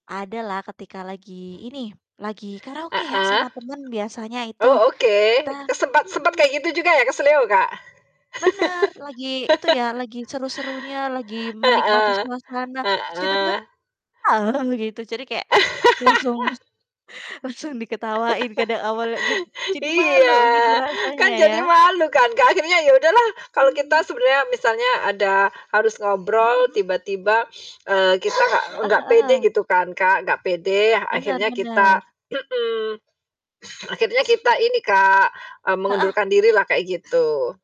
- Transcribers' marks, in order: other background noise; laugh; other noise; laugh; chuckle; laughing while speaking: "langsung"; laugh; "karena" said as "kada"; distorted speech; sniff
- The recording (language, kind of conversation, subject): Indonesian, unstructured, Mengapa beberapa hobi bisa membuat orang merasa frustrasi?